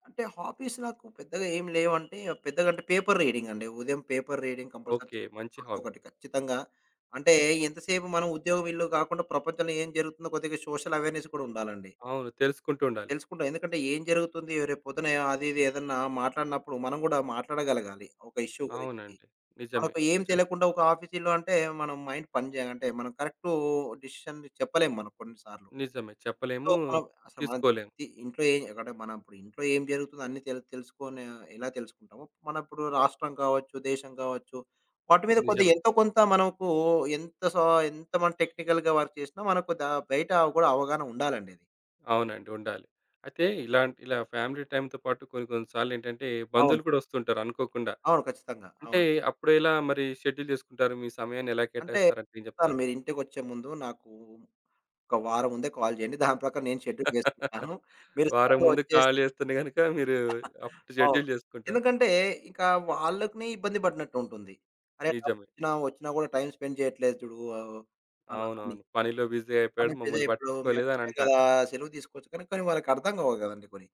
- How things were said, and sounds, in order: in English: "హాబీస్"; horn; in English: "పేపర్ రీడింగ్"; in English: "పేపర్ రీడింగ్ కంపల్సరీ"; in English: "హాబీ"; other background noise; in English: "సోషల్ అవేర్నెస్"; in English: "ఇష్యూ"; in English: "ఆఫీసీలో"; in English: "మైండ్"; in English: "డిసిషన్"; in English: "సో"; in English: "టెక్నికల్‌గా వర్క్"; in English: "ఫ్యామిలీ టైమ్ంతో"; in English: "షెడ్యూల్"; in English: "కాల్"; in English: "షెడ్యూల్"; laugh; in English: "కాల్"; in English: "సడన్‌గా"; chuckle; in English: "షెడ్యుల్"; in English: "టైమ్ స్పెండ్"; in English: "బిజీ"
- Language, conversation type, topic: Telugu, podcast, కుటుంబంతో గడిపే సమయం కోసం మీరు ఏ విధంగా సమయ పట్టిక రూపొందించుకున్నారు?